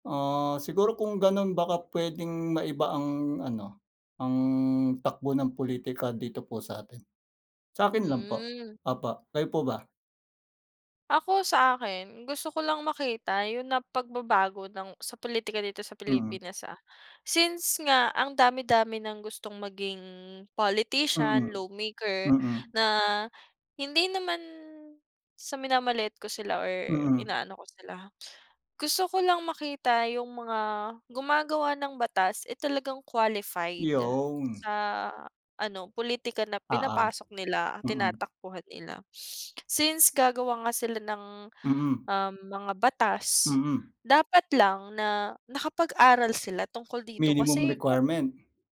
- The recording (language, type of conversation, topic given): Filipino, unstructured, Paano mo gustong magbago ang pulitika sa Pilipinas?
- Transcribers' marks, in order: tapping; "Yon" said as "Yown"